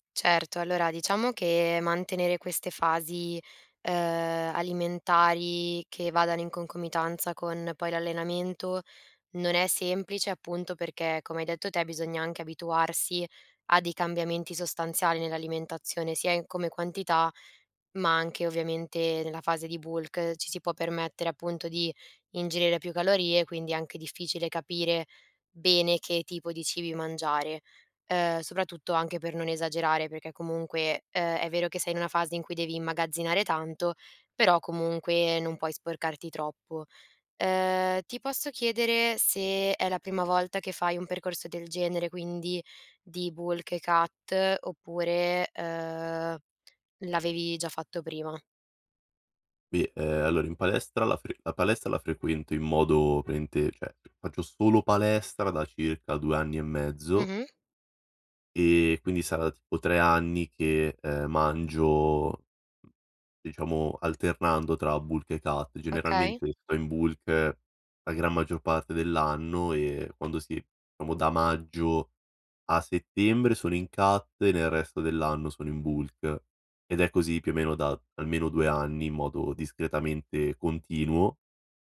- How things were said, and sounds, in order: in English: "bulk"; in English: "bulk"; in English: "cut"; "praticamente" said as "pratimente"; in English: "bulk"; in English: "cut"; in English: "bulk"; "diciamo" said as "ciamo"; in English: "cut"; in English: "bulk"
- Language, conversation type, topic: Italian, advice, Come posso mantenere abitudini sane quando viaggio o nei fine settimana fuori casa?